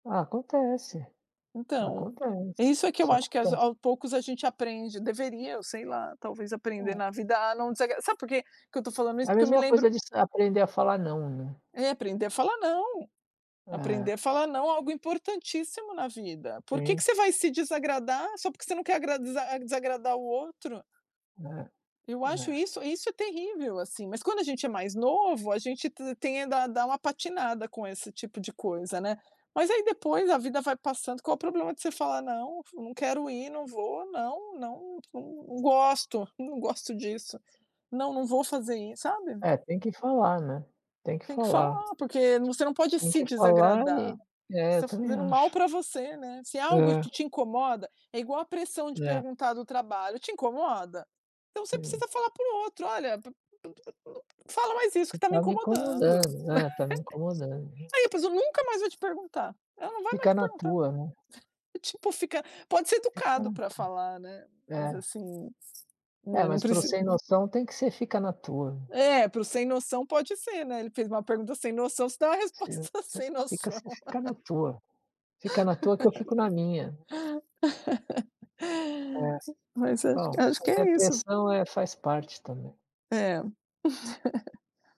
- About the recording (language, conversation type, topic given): Portuguese, unstructured, Como você se mantém fiel aos seus objetivos apesar da influência de outras pessoas?
- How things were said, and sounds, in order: other background noise; tapping; laughing while speaking: "resposta sem noção"; laugh; laugh